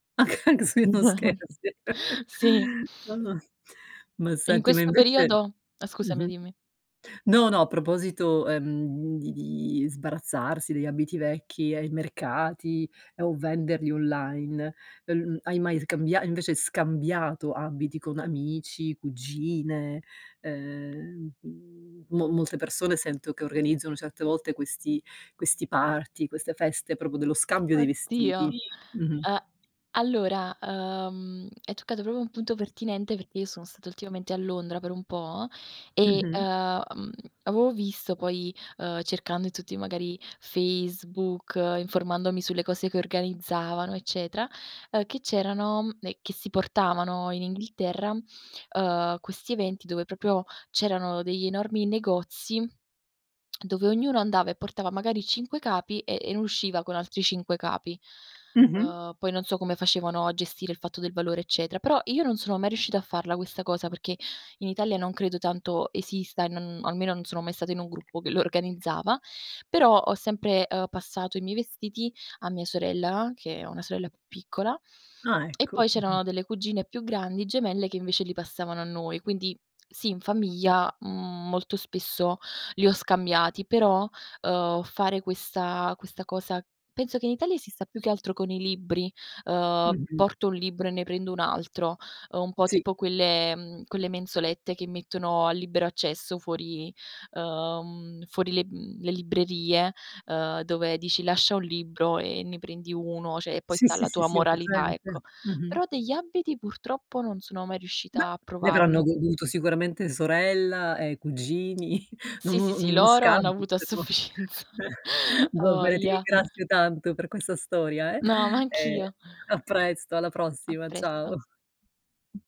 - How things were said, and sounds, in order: laughing while speaking: "Anc anche se non scherzi"; chuckle; tapping; in English: "party"; "proprio" said as "propo"; background speech; "proprio" said as "propo"; "proprio" said as "popio"; "libri" said as "libbri"; "cioè" said as "ceh"; "abiti" said as "abbiti"; laughing while speaking: "cugini"; laughing while speaking: "però. Eh"; laughing while speaking: "sufficienza"; other background noise
- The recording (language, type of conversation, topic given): Italian, podcast, Come ricicli o dai nuova vita ai vestiti che non indossi più?